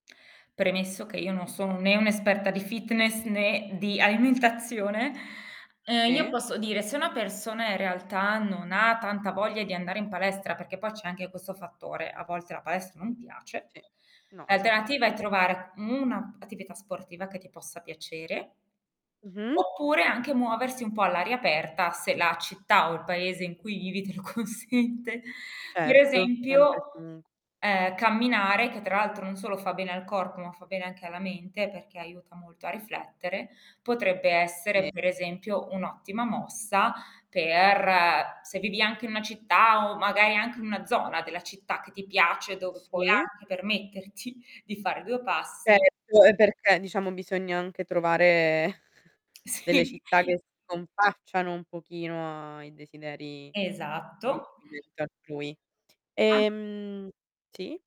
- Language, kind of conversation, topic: Italian, podcast, Cosa fai per muoverti ogni giorno senza fare troppa fatica?
- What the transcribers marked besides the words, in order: laughing while speaking: "alimentazione"; static; laughing while speaking: "te lo consente"; other background noise; laughing while speaking: "permetterti"; distorted speech; tapping; laughing while speaking: "Sì"; chuckle; unintelligible speech